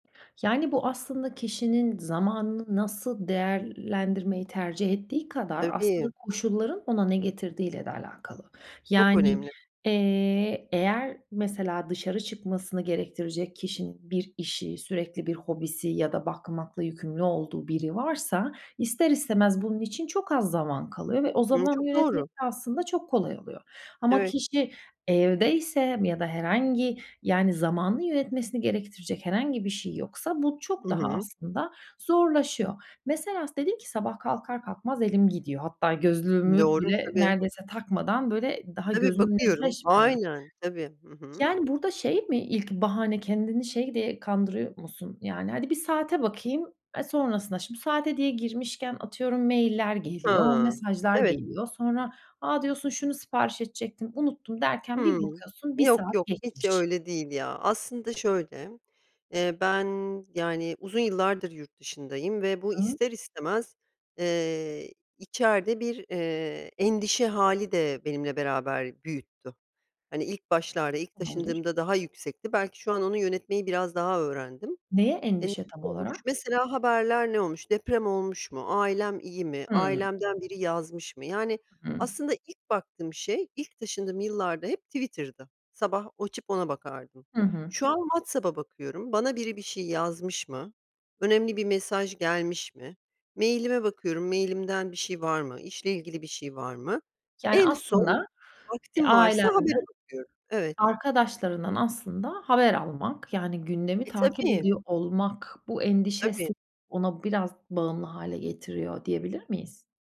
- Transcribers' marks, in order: other background noise; unintelligible speech
- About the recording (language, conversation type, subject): Turkish, podcast, Akıllı telefon bağımlılığını nasıl yönetiyorsun?